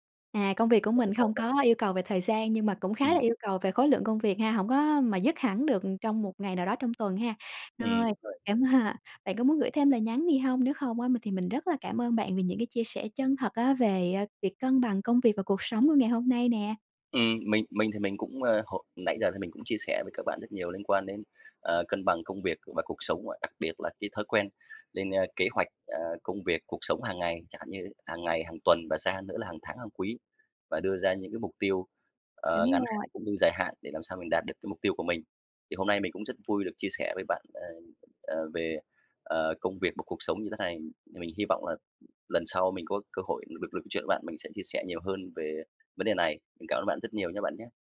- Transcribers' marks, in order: laughing while speaking: "à"
- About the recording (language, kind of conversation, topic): Vietnamese, podcast, Bạn đánh giá cân bằng giữa công việc và cuộc sống như thế nào?